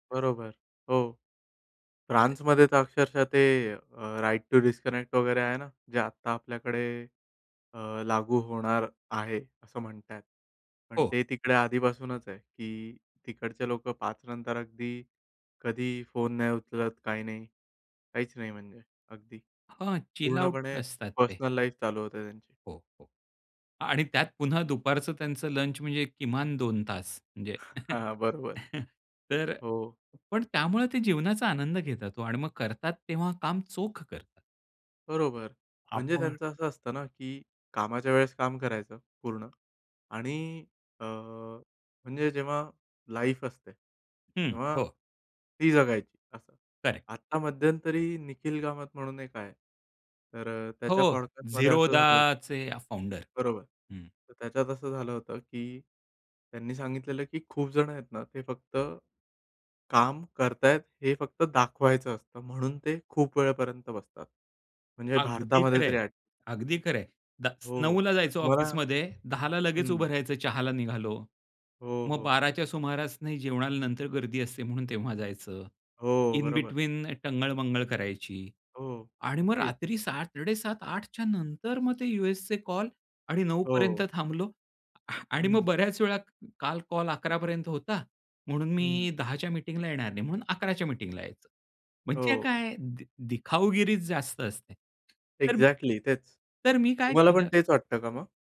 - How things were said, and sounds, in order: in English: "राइट टू डिस्कनेक्ट"; in English: "पर्सनल लाईफ"; in English: "चिल आऊट"; in English: "लंच"; chuckle; laugh; in English: "लाईफ"; in English: "करेक्ट"; in English: "पॉडकास्टमध्ये"; in English: "फाउंडर"; in English: "इन बेटवीन"; chuckle; in English: "एक्झॅक्टली"
- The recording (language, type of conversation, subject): Marathi, podcast, डिजिटल विराम घेण्याचा अनुभव तुमचा कसा होता?